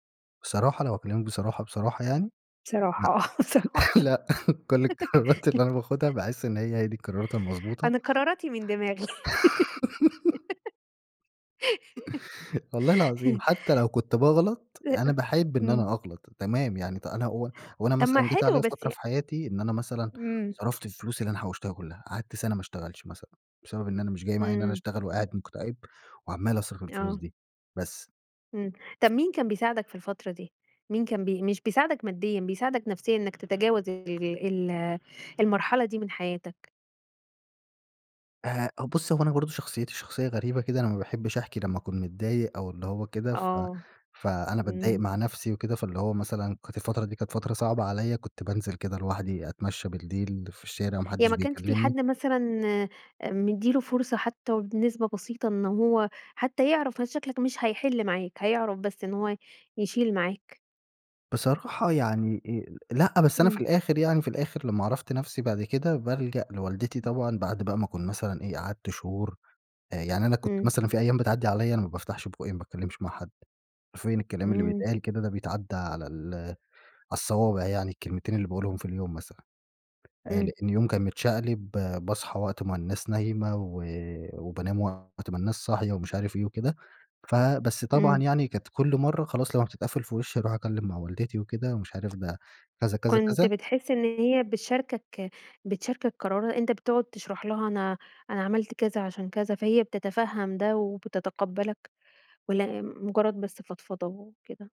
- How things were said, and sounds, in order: laughing while speaking: "لأ، كل القرارات اللي أنا باخدها، باحس إن هي دى القرارات المضبوطة"; laughing while speaking: "آه، بصراحة"; laugh; laugh; laugh; unintelligible speech; other background noise; tapping; unintelligible speech
- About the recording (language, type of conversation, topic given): Arabic, podcast, إزاي بتتعامل مع ضغط العيلة على قراراتك؟